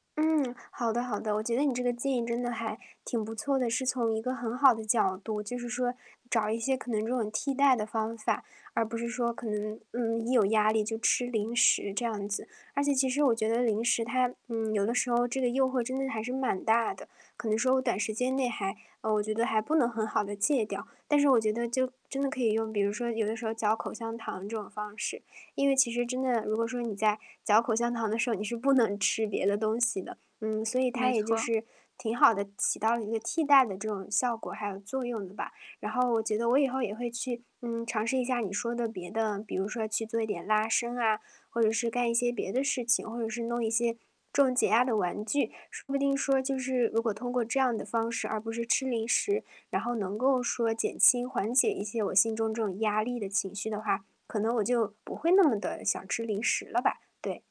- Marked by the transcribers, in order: static; distorted speech; laughing while speaking: "不能"
- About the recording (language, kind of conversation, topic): Chinese, advice, 我该如何在零食和短视频等诱惑面前保持觉察？